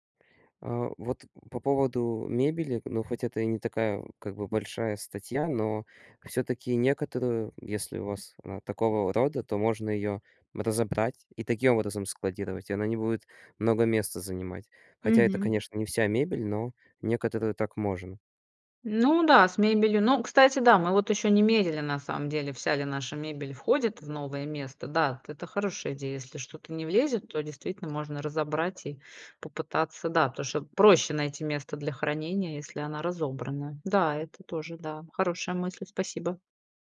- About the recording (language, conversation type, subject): Russian, advice, Как при переезде максимально сократить количество вещей и не пожалеть о том, что я от них избавился(ась)?
- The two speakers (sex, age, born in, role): female, 45-49, Russia, user; male, 18-19, Ukraine, advisor
- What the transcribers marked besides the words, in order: "это" said as "тето"